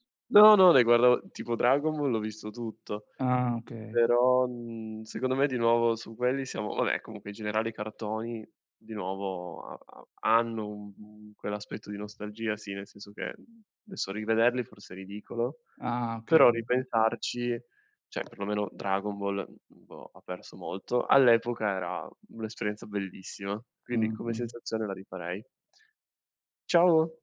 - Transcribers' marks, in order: none
- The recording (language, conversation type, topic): Italian, unstructured, Qual è un momento speciale che vorresti rivivere?